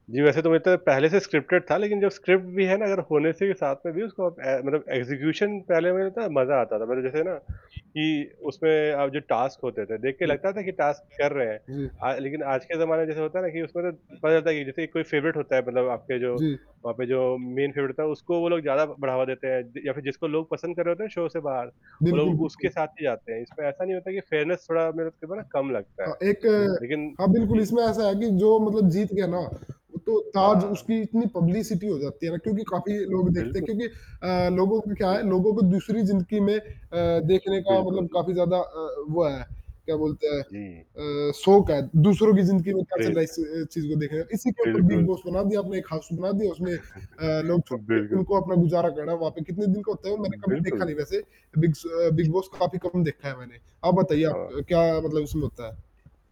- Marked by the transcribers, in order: static; in English: "स्क्रिप्टेड"; in English: "स्क्रिप्ट"; in English: "एक्जीक्यूशन"; tapping; distorted speech; in English: "टास्क"; in English: "टास्क"; in English: "फेवरेट"; in English: "मेन फेवरेट"; in English: "फेयरनेस"; in English: "पब्लिसिटी"; other noise; in English: "क्रेज़"; chuckle
- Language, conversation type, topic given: Hindi, unstructured, आपको कौन-सा टीवी कार्यक्रम सबसे ज़्यादा पसंद है?